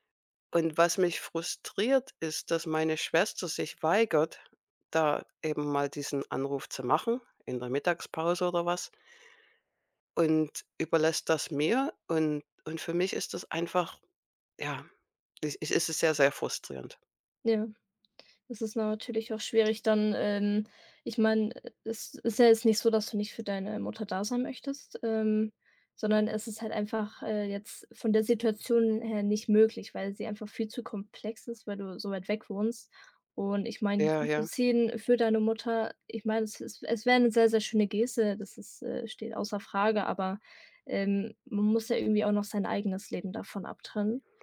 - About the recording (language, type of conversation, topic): German, advice, Wie kann ich die Pflege meiner alternden Eltern übernehmen?
- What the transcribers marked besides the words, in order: tapping